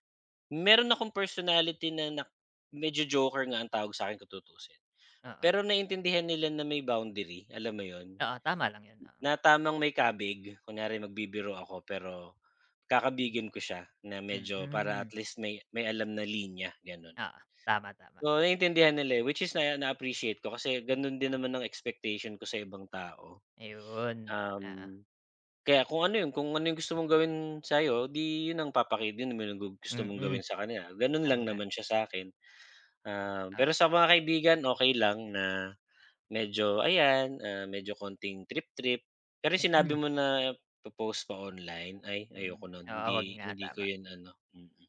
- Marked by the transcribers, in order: other background noise
- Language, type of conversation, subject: Filipino, unstructured, Paano mo ipinapakita ang respeto sa ibang tao?